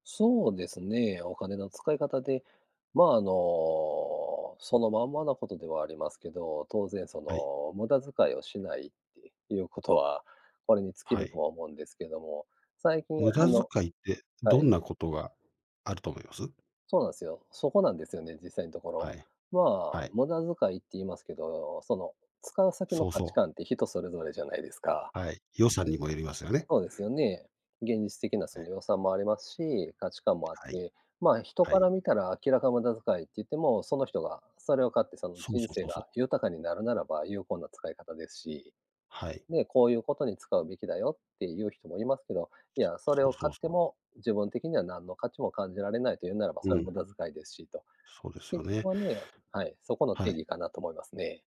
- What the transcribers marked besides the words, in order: none
- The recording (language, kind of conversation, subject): Japanese, unstructured, お金の使い方で大切にしていることは何ですか？